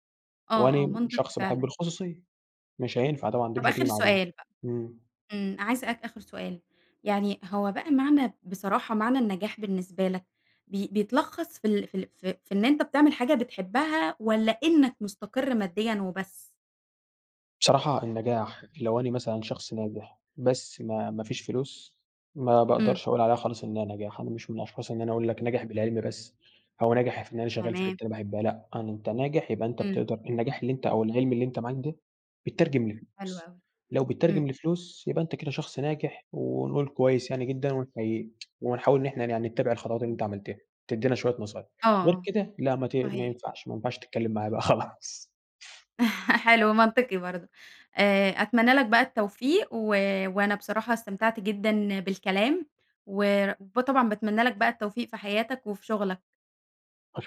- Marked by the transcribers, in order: laughing while speaking: "خلاص"; laugh
- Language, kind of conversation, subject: Arabic, podcast, إزاي تختار بين شغفك وبين مرتب أعلى؟